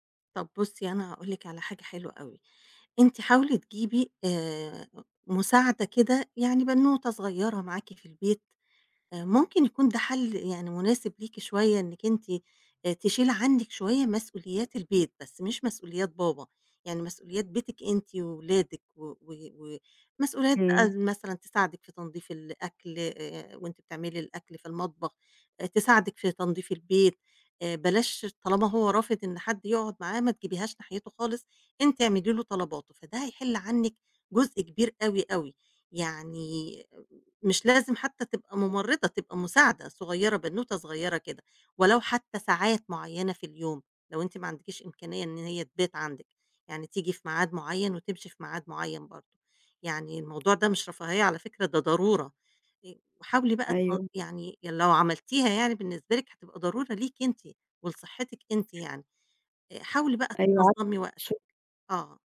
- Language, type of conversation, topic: Arabic, advice, تأثير رعاية أحد الوالدين المسنين على الحياة الشخصية والمهنية
- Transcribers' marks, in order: unintelligible speech; tapping; unintelligible speech